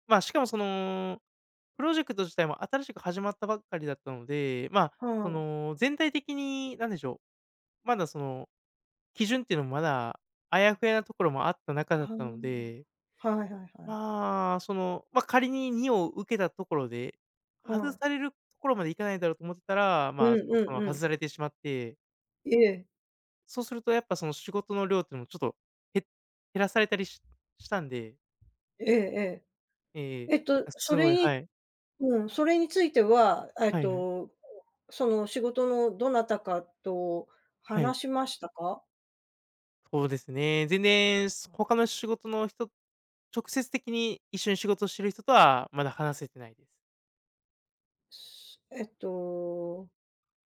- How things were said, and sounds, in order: tapping; other noise
- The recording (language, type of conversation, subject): Japanese, advice, 小さな失敗でモチベーションが下がるのはなぜですか？